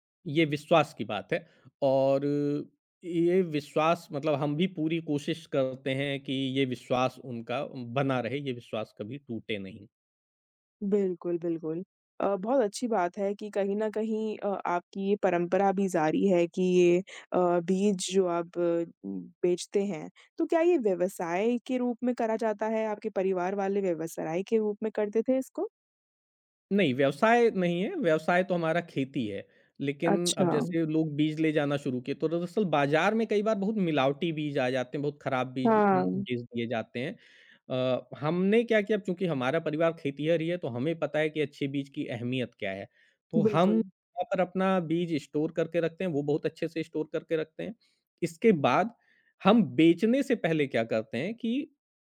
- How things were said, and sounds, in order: tapping; "व्यवसाय" said as "व्यवसराय"; in English: "स्टोर"; in English: "स्टोर"
- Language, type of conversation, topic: Hindi, podcast, आपके परिवार की सबसे यादगार परंपरा कौन-सी है?
- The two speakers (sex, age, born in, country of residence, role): female, 20-24, India, India, host; male, 40-44, India, Germany, guest